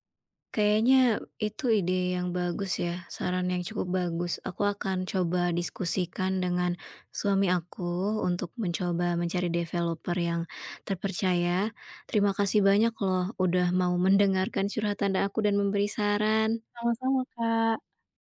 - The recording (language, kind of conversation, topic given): Indonesian, advice, Haruskah saya membeli rumah pertama atau terus menyewa?
- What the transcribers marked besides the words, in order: in English: "developer"